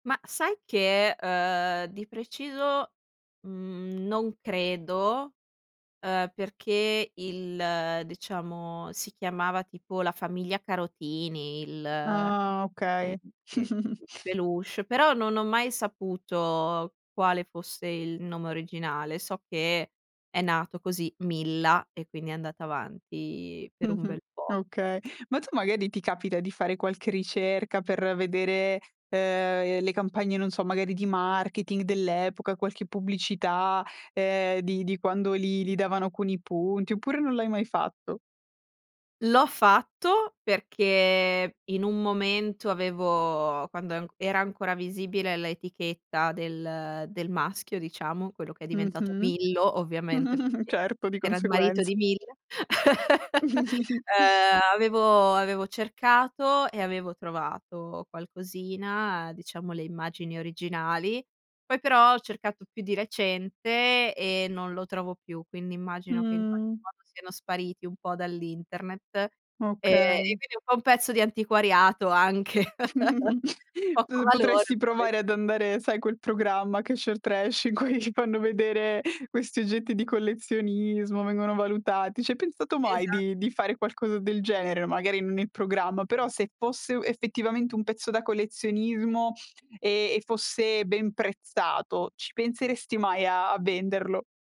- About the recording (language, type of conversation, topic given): Italian, podcast, Quale oggetto di famiglia conservi con più cura e perché?
- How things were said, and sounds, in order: unintelligible speech; chuckle; tapping; in English: "marketing"; chuckle; laugh; chuckle; chuckle; laugh; unintelligible speech; laughing while speaking: "in cui"